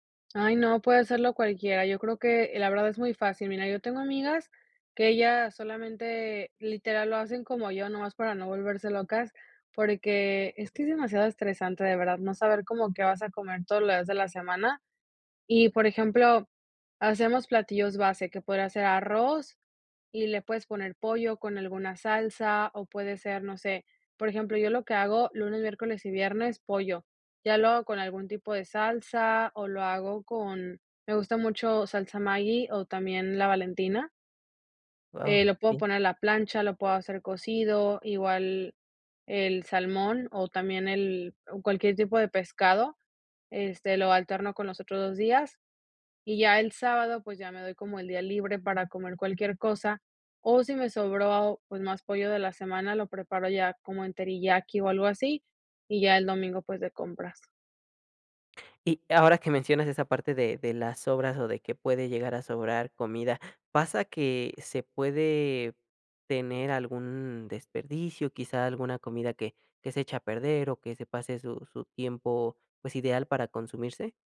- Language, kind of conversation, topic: Spanish, podcast, ¿Cómo planificas las comidas de la semana sin volverte loco?
- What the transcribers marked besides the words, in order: other background noise; tapping